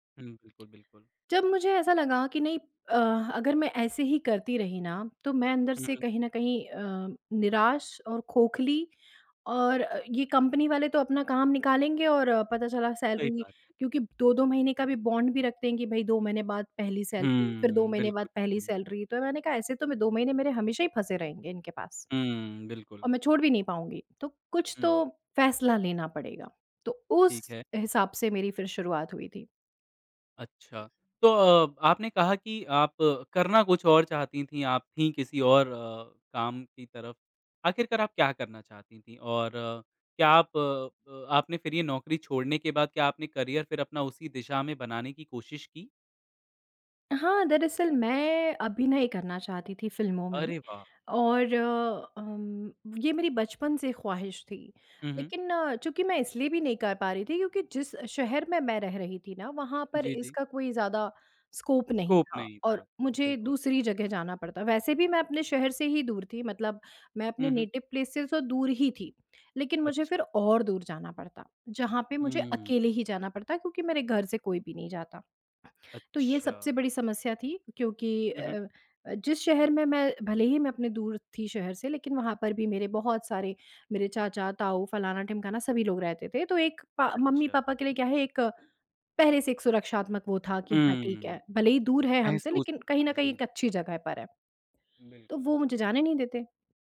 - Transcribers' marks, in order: in English: "सैलरी"; in English: "सैलरी"; in English: "सैलरी"; in English: "करियर"; in English: "स्कोप"; in English: "स्कोप"; in English: "नेटिव प्लेस"
- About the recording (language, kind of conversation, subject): Hindi, podcast, आपने करियर बदलने का फैसला कैसे लिया?